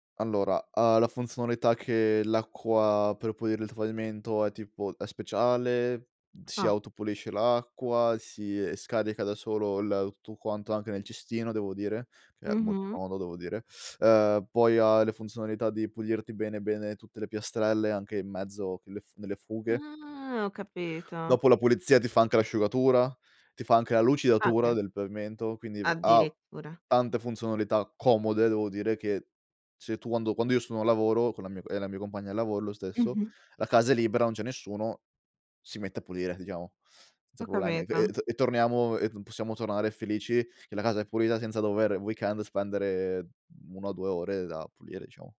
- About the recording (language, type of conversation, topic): Italian, podcast, Quali tecnologie renderanno più facile la vita degli anziani?
- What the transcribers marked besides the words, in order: "scarica" said as "scadica"; drawn out: "Ah"; "okay" said as "ocche"; "senza" said as "seza"; in English: "weekend"